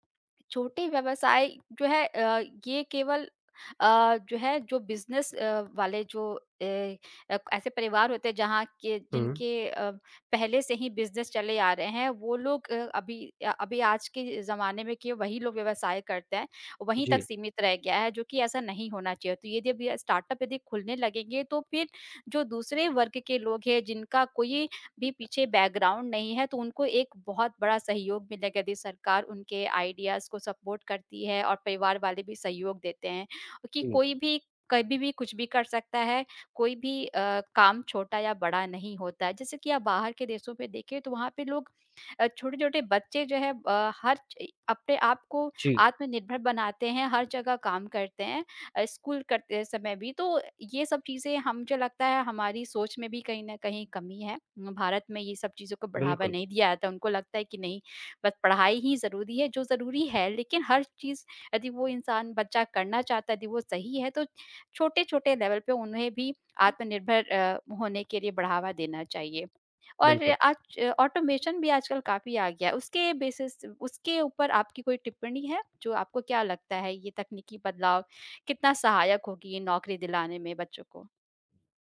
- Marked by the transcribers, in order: in English: "बिज़नेस"; in English: "बिज़नेस"; in English: "स्टार्टअप"; in English: "बैकग्राउंड"; in English: "आइडियाज़"; in English: "सबवोट"; in English: "लेवल"; in English: "ऑटोमेशन"; in English: "बेसिस"
- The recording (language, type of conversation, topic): Hindi, unstructured, सरकार को रोजगार बढ़ाने के लिए कौन से कदम उठाने चाहिए?
- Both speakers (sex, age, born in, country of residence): female, 35-39, India, India; male, 18-19, India, India